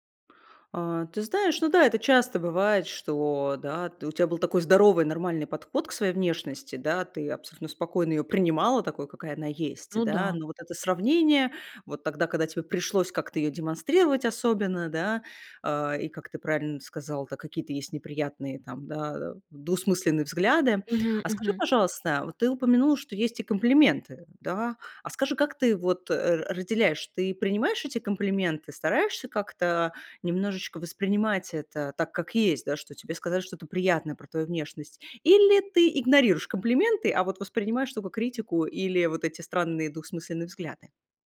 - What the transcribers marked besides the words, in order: "двусмысленные" said as "двухсмысленные"
- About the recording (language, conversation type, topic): Russian, advice, Как низкая самооценка из-за внешности влияет на вашу жизнь?